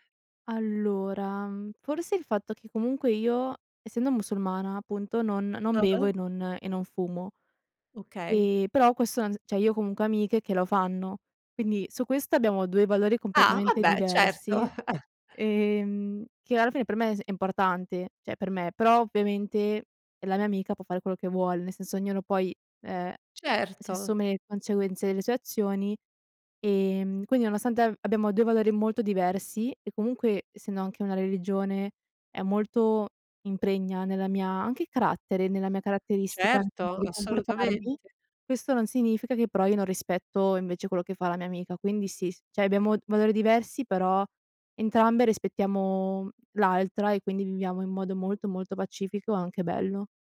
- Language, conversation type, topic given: Italian, podcast, Cosa fai quando i tuoi valori entrano in conflitto tra loro?
- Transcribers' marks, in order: "cioè" said as "ceh"; tapping; chuckle; "cioè" said as "ceh"; "conseguenze" said as "conceguenze"; "delle" said as "ele"; "cioè" said as "ceh"